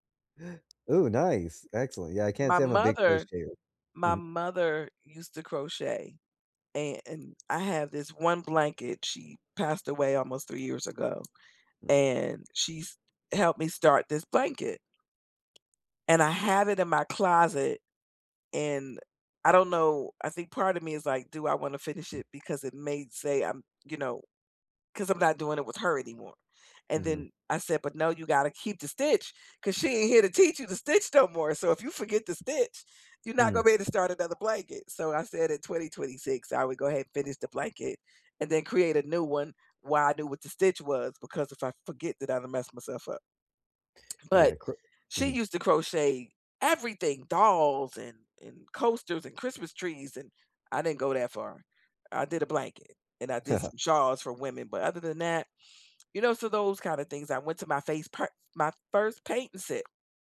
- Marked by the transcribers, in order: tapping; other background noise; stressed: "everything"; chuckle
- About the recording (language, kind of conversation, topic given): English, unstructured, How do hobbies help you relax after a long day?
- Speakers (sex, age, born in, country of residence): female, 55-59, United States, United States; male, 30-34, United States, United States